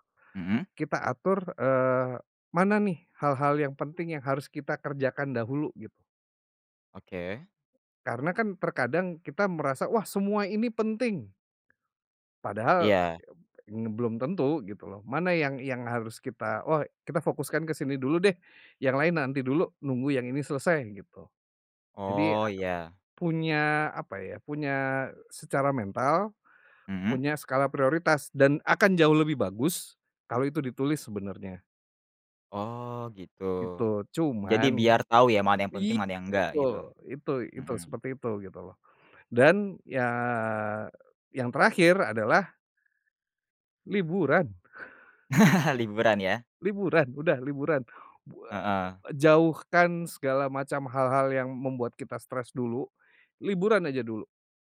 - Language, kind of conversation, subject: Indonesian, podcast, Gimana cara kamu ngatur stres saat kerjaan lagi numpuk banget?
- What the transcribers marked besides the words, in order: tapping; chuckle